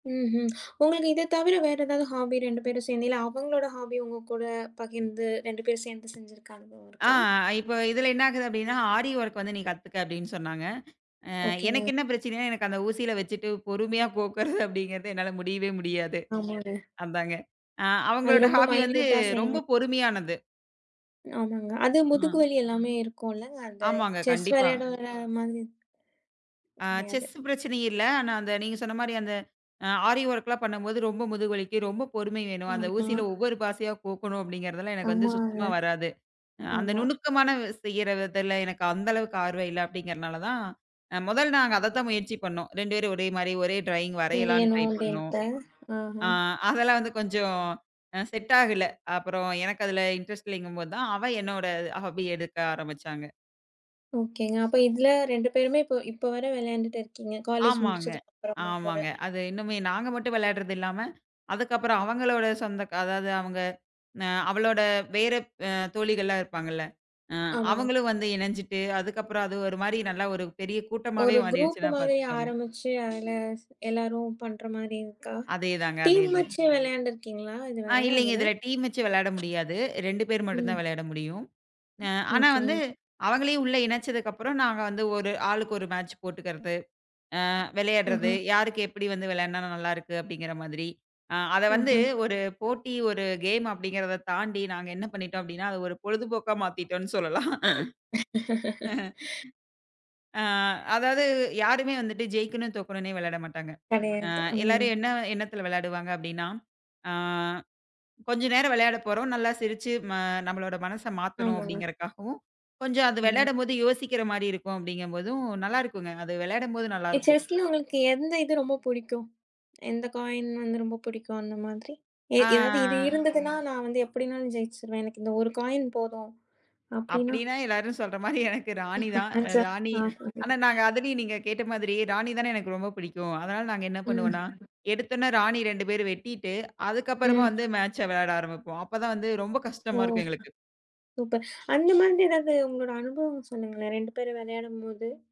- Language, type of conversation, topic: Tamil, podcast, இந்த பொழுதுபோக்கை பிறருடன் பகிர்ந்து மீண்டும் ரசித்தீர்களா?
- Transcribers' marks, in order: in English: "ஹாபி"; in English: "ஹாப்பி"; in English: "ஆரி ஒர்க்"; laughing while speaking: "கோக்ககறது"; other noise; in English: "மைன்யூட்டா"; in English: "ஹாபி"; in English: "ஆரி ஒர்க்லாம்"; in English: "ட்ராயிங்"; unintelligible speech; in English: "இன்ட்ரெஸ்ட்"; in English: "ஹாப்பி"; in English: "குரூப்பு"; other background noise; in English: "டீம்"; in English: "டீம்"; tapping; in English: "மேட்ச்"; in English: "கேம்"; laugh; breath; drawn out: "ஆ"; laughing while speaking: "எனக்கு ராணிதான்"; unintelligible speech; in English: "மேட்ச்"